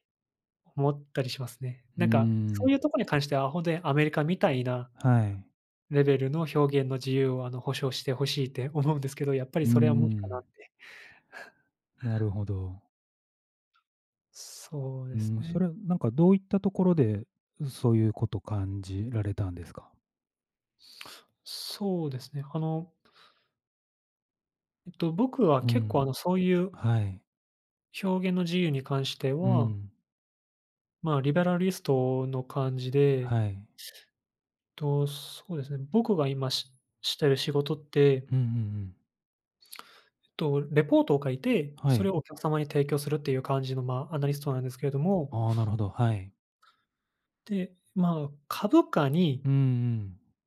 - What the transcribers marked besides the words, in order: other noise; tapping; laughing while speaking: "思うんです"; sigh; other background noise
- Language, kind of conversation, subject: Japanese, unstructured, 政府の役割はどこまであるべきだと思いますか？
- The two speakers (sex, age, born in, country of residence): male, 25-29, South Korea, Japan; male, 45-49, Japan, Japan